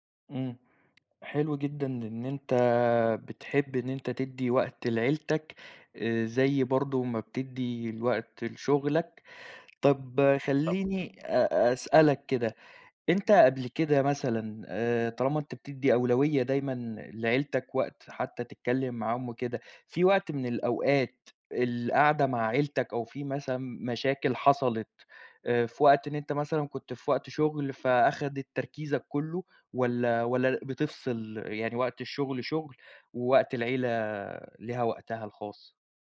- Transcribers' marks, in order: tapping
- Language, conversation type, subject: Arabic, podcast, إزاي بتوازن بين الشغل وحياتك الشخصية؟